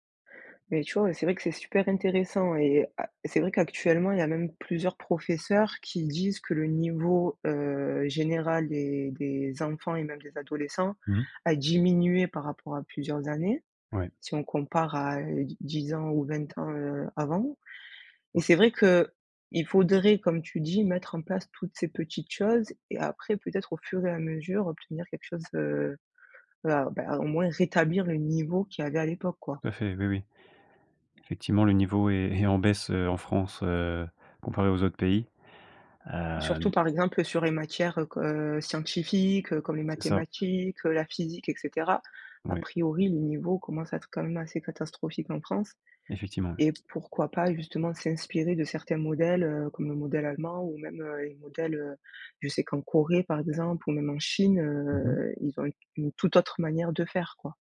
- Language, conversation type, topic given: French, podcast, Quel conseil donnerais-tu à un ado qui veut mieux apprendre ?
- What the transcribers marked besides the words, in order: stressed: "diminué"; other background noise; tapping